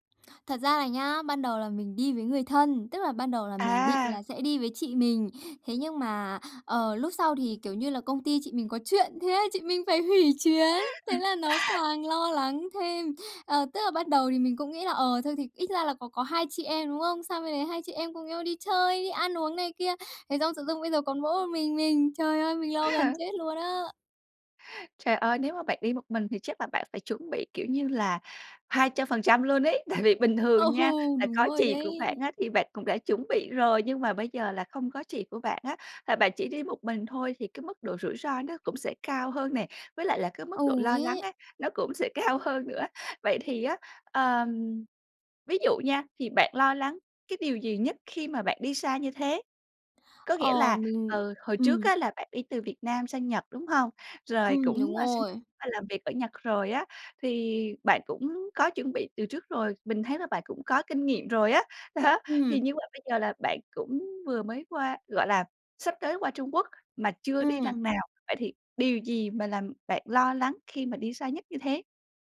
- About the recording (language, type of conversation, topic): Vietnamese, advice, Làm sao để giảm bớt căng thẳng khi đi du lịch xa?
- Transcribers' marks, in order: tapping; other background noise; laugh; laughing while speaking: "Ừ!"; laughing while speaking: "Tại vì"; laughing while speaking: "cao"; laughing while speaking: "Đó"